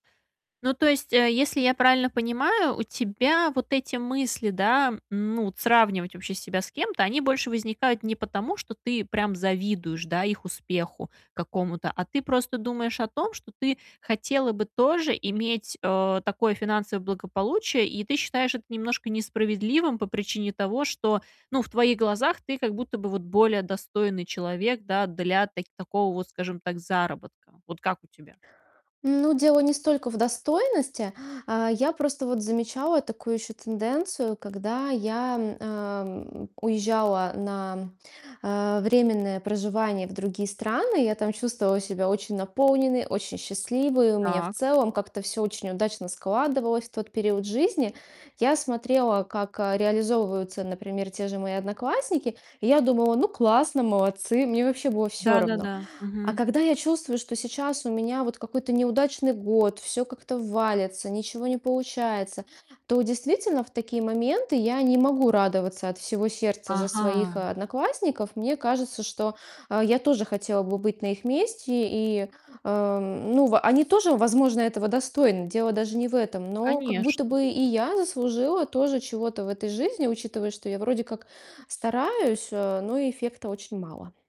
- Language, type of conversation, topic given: Russian, advice, Почему я чувствую себя неудачником, когда мои ровесники быстрее женятся или продвигаются по работе?
- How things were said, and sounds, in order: distorted speech